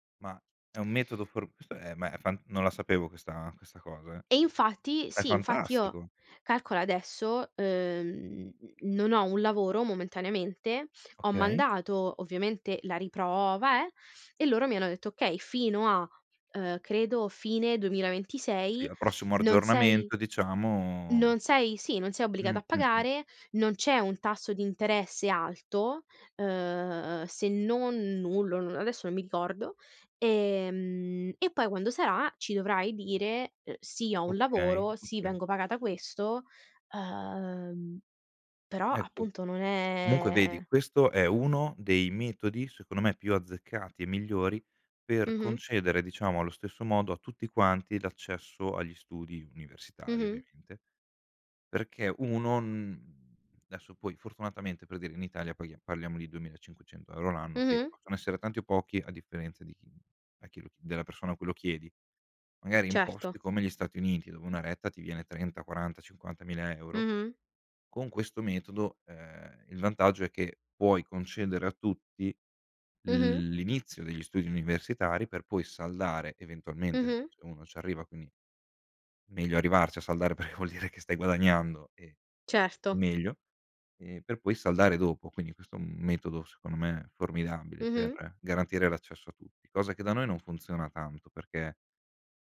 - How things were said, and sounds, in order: "aggiornamento" said as "argiornamento"; laughing while speaking: "perché vuol"
- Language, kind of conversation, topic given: Italian, unstructured, Credi che la scuola sia uguale per tutti gli studenti?